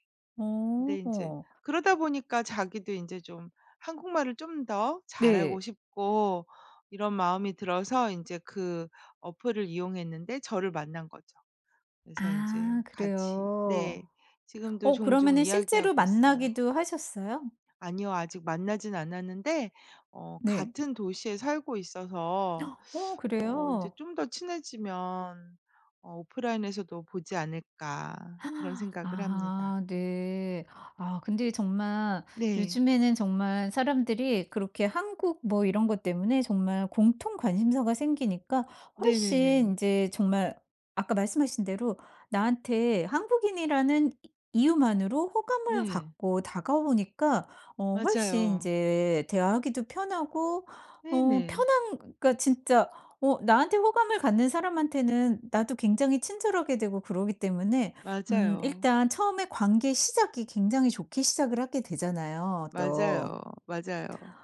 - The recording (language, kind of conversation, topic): Korean, podcast, 현지인들과 친해지게 된 계기 하나를 솔직하게 이야기해 주실래요?
- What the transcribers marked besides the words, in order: gasp; tapping; gasp